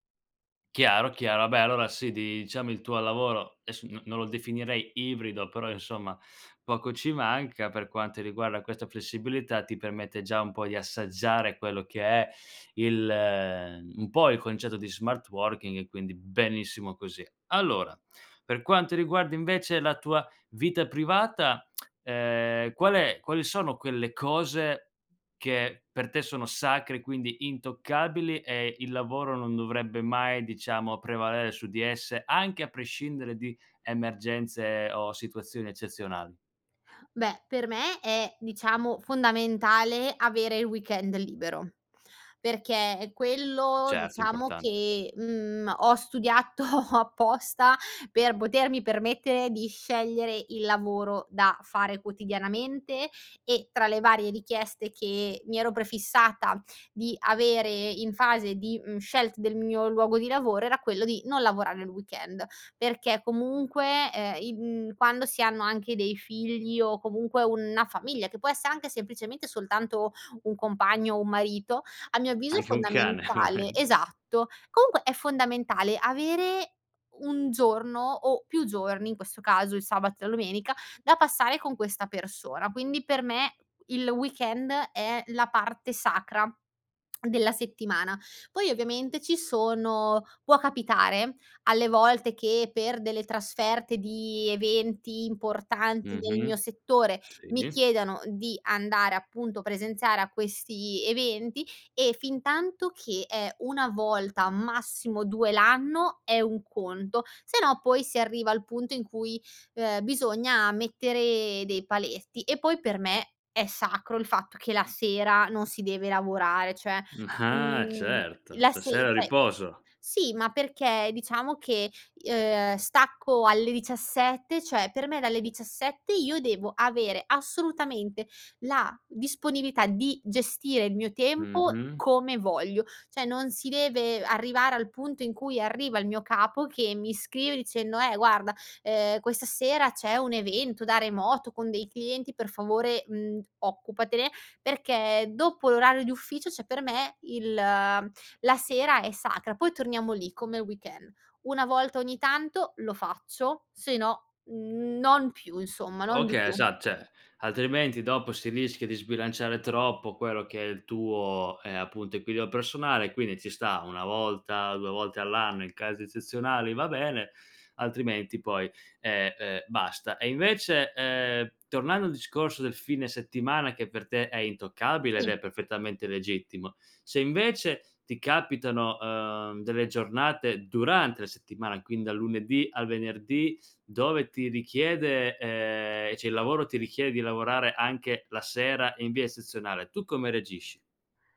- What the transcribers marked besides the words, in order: "vabbè" said as "abè"; laughing while speaking: "studiato"; "scelte" said as "scelt"; "una" said as "unna"; laughing while speaking: "volendo"; "cioè" said as "ceh"; "cioè" said as "ceh"; "cioè" said as "ceh"; "Cioè" said as "ceh"; "cioè" said as "ceh"; "cioè" said as "ceh"; "equilibrio" said as "equilio"; "eccezionali" said as "ezzezionali"; "Si" said as "i"; "cioè" said as "ceh"; "richiede" said as "richie"; "eccezionale" said as "ezzezionale"
- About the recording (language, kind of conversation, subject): Italian, podcast, Cosa significa per te l’equilibrio tra lavoro e vita privata?